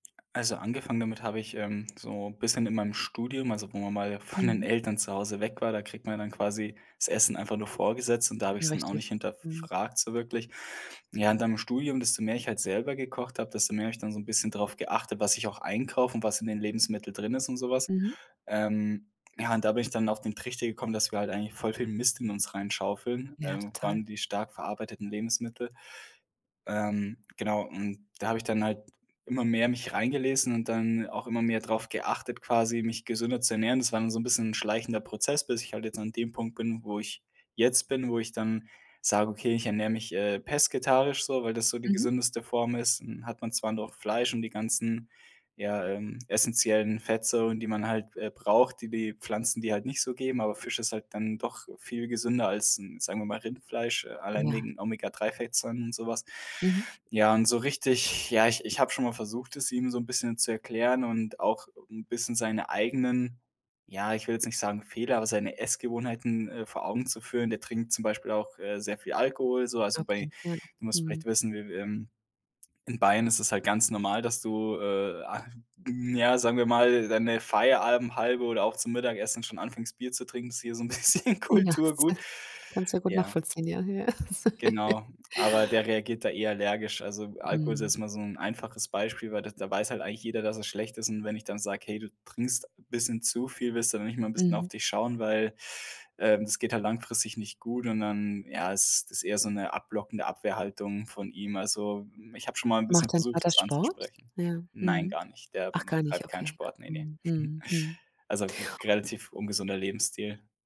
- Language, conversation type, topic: German, advice, Wie können wir Familienessen so gestalten, dass unterschiedliche Vorlieben berücksichtigt werden und wiederkehrende Konflikte seltener entstehen?
- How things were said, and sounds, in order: laughing while speaking: "von den"; laughing while speaking: "bisschen Kulturgut"; laugh; chuckle